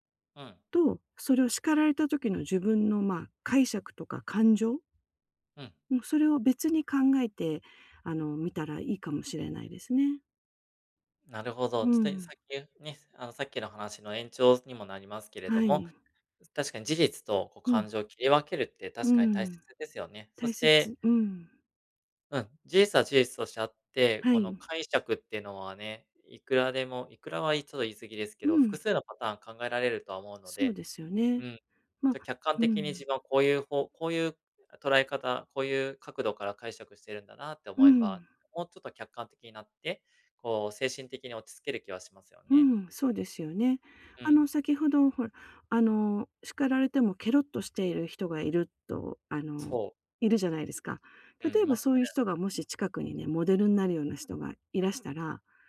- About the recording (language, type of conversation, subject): Japanese, advice, 自己批判の癖をやめるにはどうすればいいですか？
- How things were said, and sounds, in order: other background noise